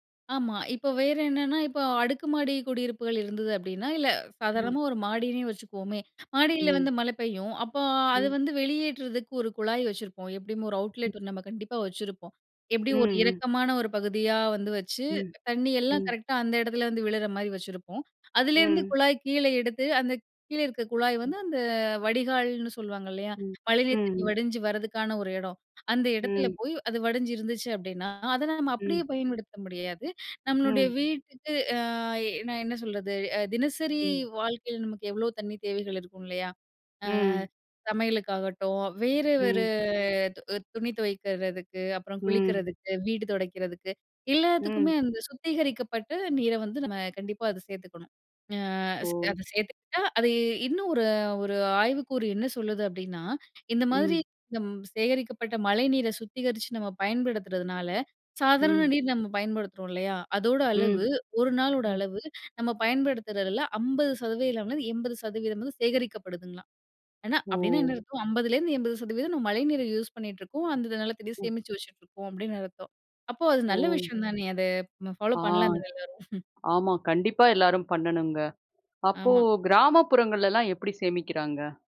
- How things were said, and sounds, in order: hiccup; unintelligible speech; in English: "அவுட்லெட்"; in English: "ஃபாலோப்"; chuckle
- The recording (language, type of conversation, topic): Tamil, podcast, மழைநீரை சேமித்து வீட்டில் எப்படி பயன்படுத்தலாம்?